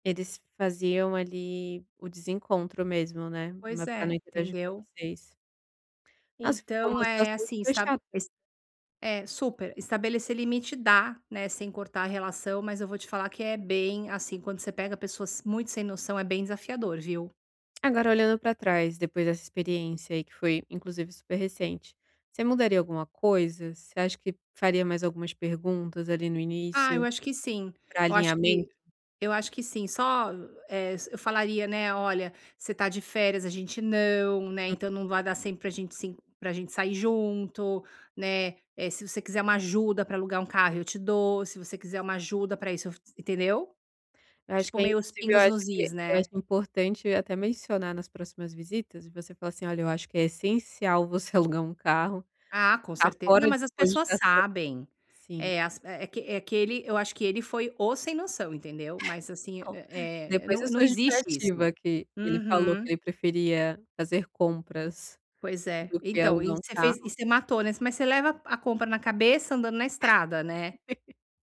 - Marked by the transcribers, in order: tapping; other background noise; stressed: "o"; laugh
- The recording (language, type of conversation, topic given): Portuguese, podcast, Como estabelecer limites sem romper relações familiares?